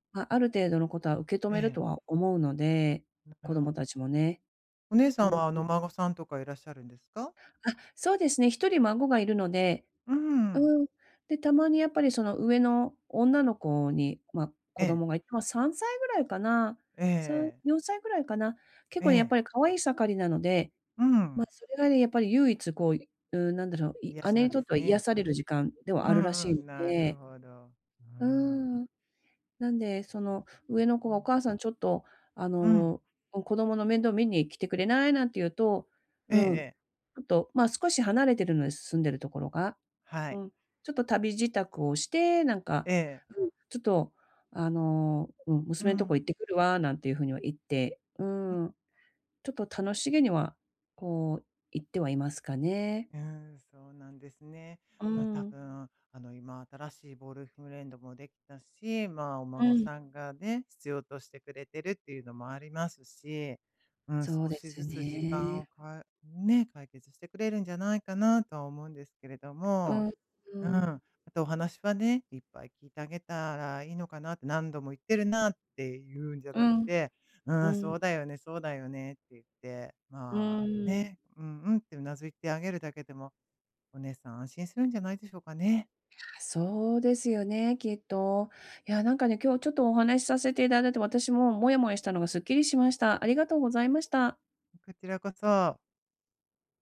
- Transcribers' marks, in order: unintelligible speech; unintelligible speech; other background noise; "ボーイフレンド" said as "ボールブレンド"
- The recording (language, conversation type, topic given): Japanese, advice, 別れで失った自信を、日々の習慣で健康的に取り戻すにはどうすればよいですか？